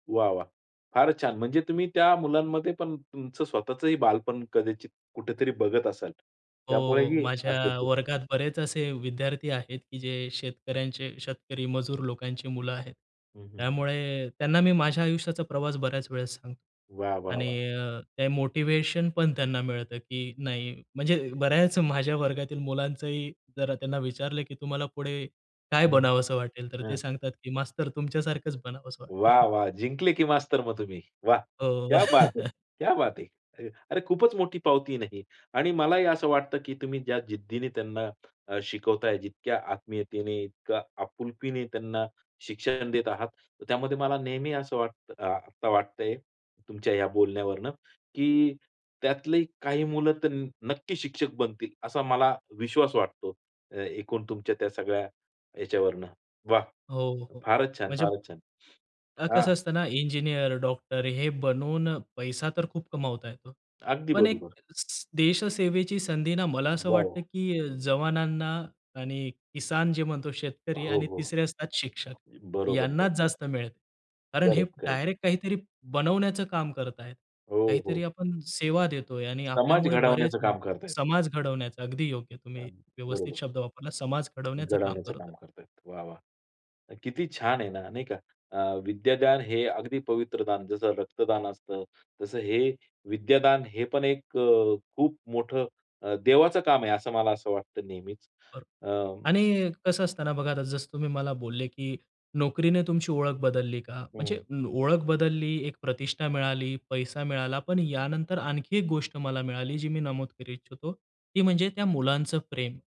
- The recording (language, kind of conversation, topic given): Marathi, podcast, एखाद्या नोकरीमुळे तुमची स्वतःकडे पाहण्याची दृष्टी बदलली का?
- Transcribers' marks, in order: in English: "मोटिव्हेशन"; joyful: "वाह, वाह! जिंकले की मास्तर … क्या बात हे!"; chuckle; laugh; in English: "इंजिनिअर"; other background noise; in Hindi: "किसान"; in English: "डायरेक्ट"; in English: "करेक्ट-करेक्ट"